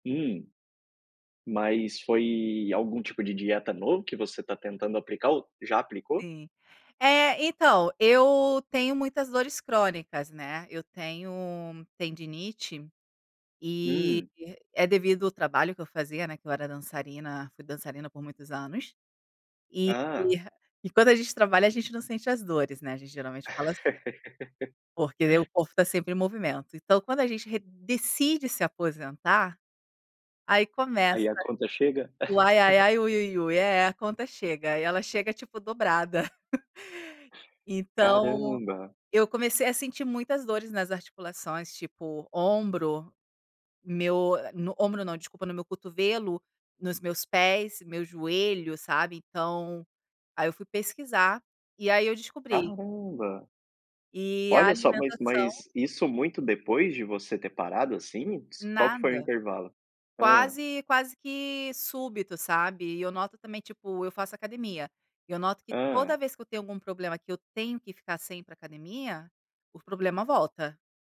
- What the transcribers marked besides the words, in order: laugh; tapping; giggle; chuckle
- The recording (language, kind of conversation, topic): Portuguese, podcast, Que hábito melhorou a sua saúde?